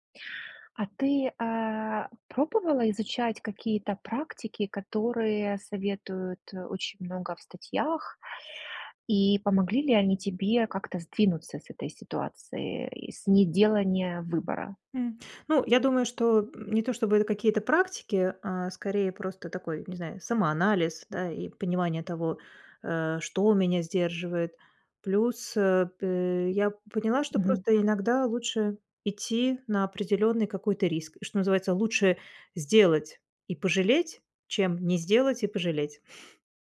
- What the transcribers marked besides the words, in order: none
- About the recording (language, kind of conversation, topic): Russian, podcast, Что помогает не сожалеть о сделанном выборе?